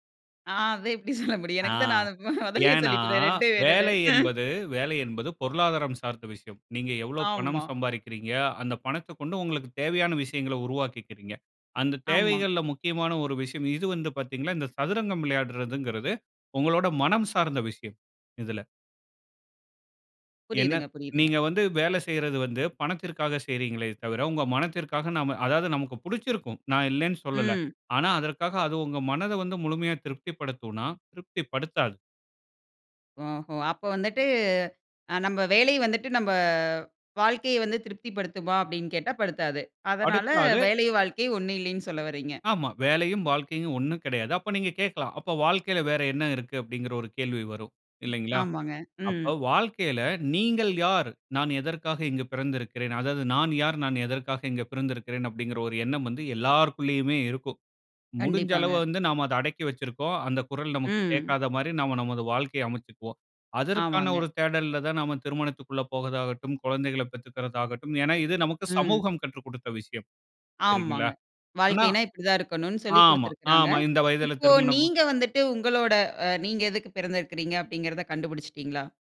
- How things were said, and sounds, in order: laughing while speaking: "சொல்ல முடியும்? எனக்கு தான் நான் அத மொ மொதல்லயே சொல்லிட்டேனே, ரெண்டையும், வேணும்னு"; drawn out: "ஏன்னா"; other background noise; "பாத்தீங்கன்னா" said as "பாத்தீங்கலா"; "படுத்துமானா" said as "படுத்துனா"; drawn out: "நம்ப"; "படுத்துமா" said as "படுத்துபா"
- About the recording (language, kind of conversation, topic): Tamil, podcast, வேலைக்கும் வாழ்க்கைக்கும் ஒரே அர்த்தம்தான் உள்ளது என்று நீங்கள் நினைக்கிறீர்களா?